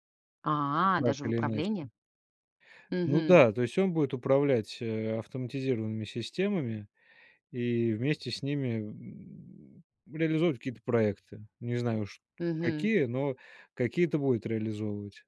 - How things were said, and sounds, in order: tapping
- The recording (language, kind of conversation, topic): Russian, podcast, Как новые технологии изменят то, как мы работаем и строим карьеру?